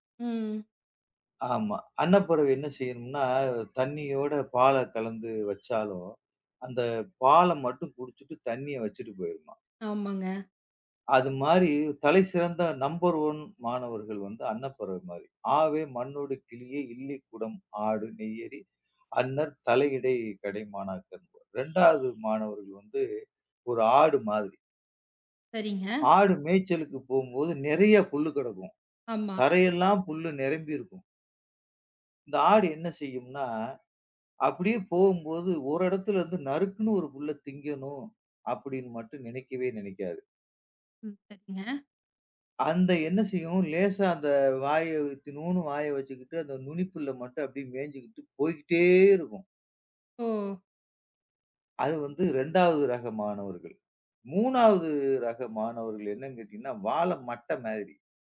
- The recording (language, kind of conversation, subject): Tamil, podcast, பாடங்களை நன்றாக நினைவில் வைப்பது எப்படி?
- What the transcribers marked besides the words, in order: other noise; in English: "நம்பர் ஒன்"